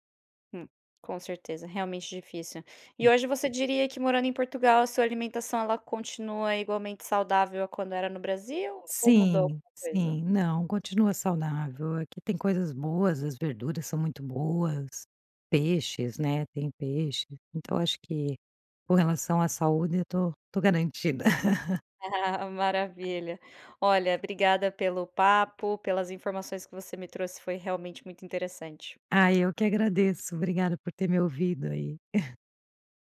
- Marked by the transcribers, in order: laugh; tapping; chuckle
- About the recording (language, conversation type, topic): Portuguese, podcast, Como a comida da sua infância marcou quem você é?